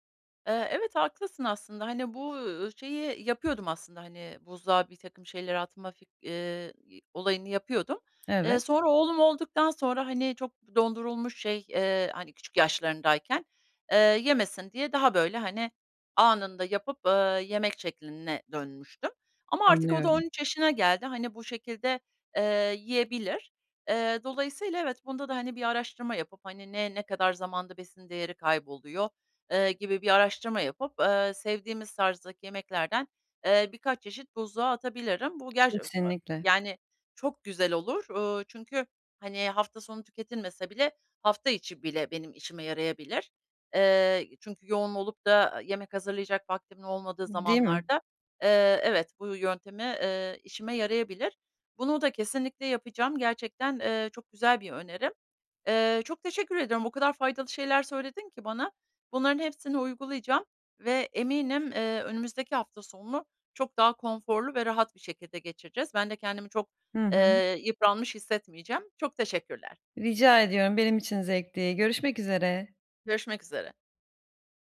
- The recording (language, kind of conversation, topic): Turkish, advice, Hafta sonları sosyal etkinliklerle dinlenme ve kişisel zamanımı nasıl daha iyi dengelerim?
- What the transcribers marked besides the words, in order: other background noise; other noise; tapping; unintelligible speech